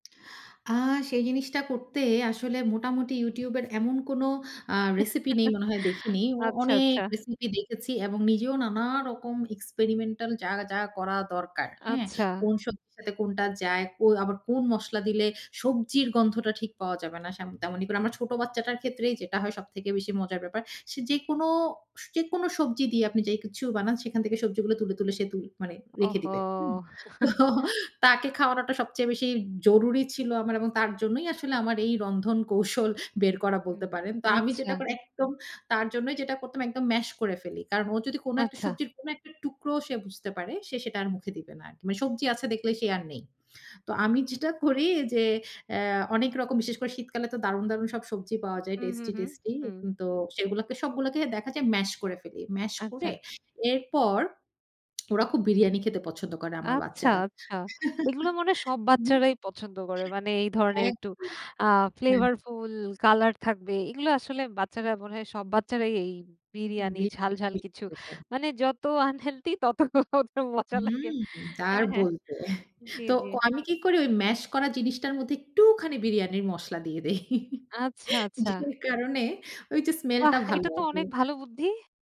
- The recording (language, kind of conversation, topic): Bengali, podcast, আপনি কীভাবে আপনার খাবারে আরও বেশি সবজি যোগ করেন?
- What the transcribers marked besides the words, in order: chuckle; in English: "experimental"; drawn out: "ওহো!"; chuckle; laughing while speaking: "তো তাকে খাওয়ানোটা"; tapping; laugh; other background noise; in English: "flavourful colour"; unintelligible speech; in English: "unhealthy"; laughing while speaking: "তত ওগুলো মজা লাগে"; chuckle; laugh; laughing while speaking: "যে কারণে, ওইযে স্মেলটা ভালো আসে"; surprised: "বাহ্! এটাতো অনেক ভালো বুদ্ধি"